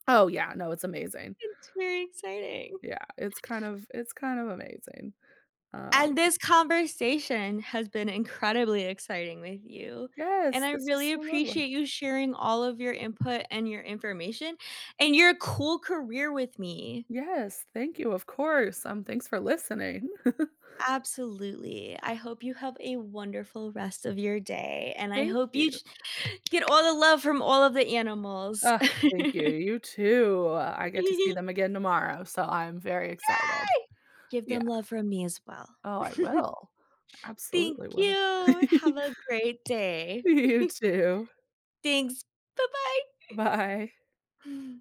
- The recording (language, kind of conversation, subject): English, unstructured, What motivates people to stand up for animals in difficult situations?
- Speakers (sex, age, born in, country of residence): female, 30-34, United States, United States; female, 30-34, United States, United States
- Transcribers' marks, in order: other background noise; chuckle; laugh; giggle; tapping; joyful: "Yay!"; chuckle; laugh; laughing while speaking: "You too"; chuckle; joyful: "bye-bye"; chuckle; laughing while speaking: "Bye"